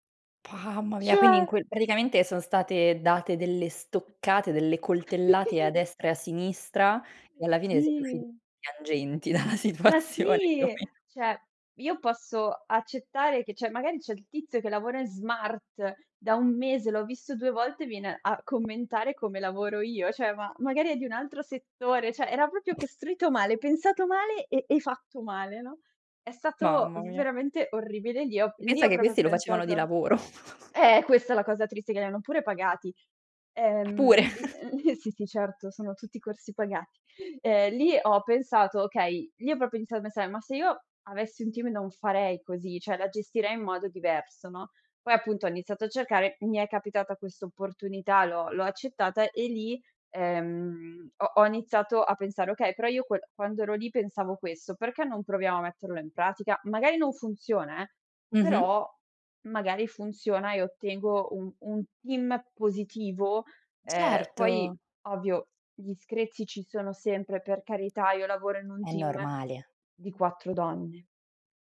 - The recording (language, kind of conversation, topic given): Italian, podcast, Come si danno e si ricevono le critiche sul lavoro?
- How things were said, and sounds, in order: drawn out: "pamma"; "Mamma" said as "pamma"; tapping; giggle; stressed: "stoccate"; background speech; drawn out: "Sì"; laughing while speaking: "dalla situazione, più o meno"; drawn out: "sì"; other background noise; "cioè" said as "ceh"; "cioè" said as "ceh"; "cioè" said as "ceh"; "cioè" said as "ceh"; "proprio" said as "propio"; stressed: "eh"; chuckle; unintelligible speech; chuckle; "proprio" said as "propio"; "cioè" said as "ceh"